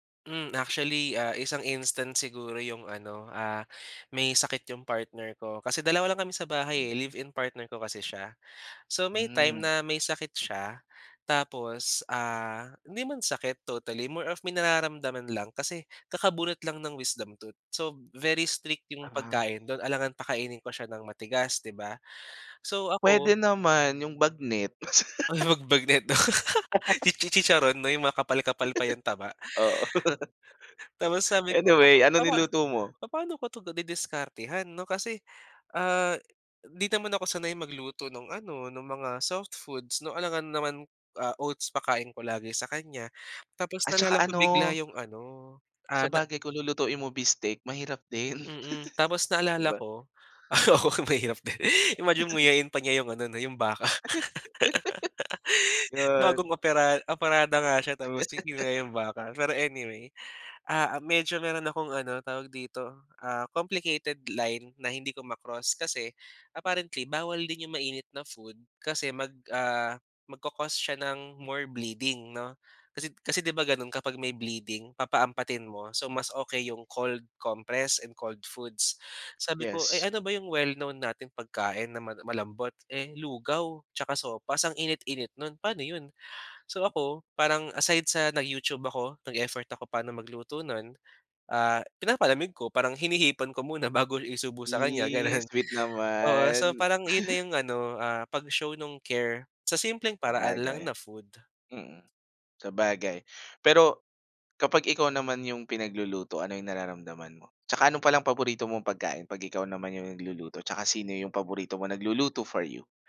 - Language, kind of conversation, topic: Filipino, podcast, Paano ninyo ipinapakita ang pagmamahal sa pamamagitan ng pagkain?
- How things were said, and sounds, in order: in English: "instance"; in English: "totally more of"; in English: "So, very strict"; laugh; laughing while speaking: "Oo"; gasp; laughing while speaking: "din"; chuckle; chuckle; laugh; laugh; in English: "complicated line"; in English: "apparently"; in English: "more bleeding"; in English: "cold compress and cold foods"; in English: "well known"; chuckle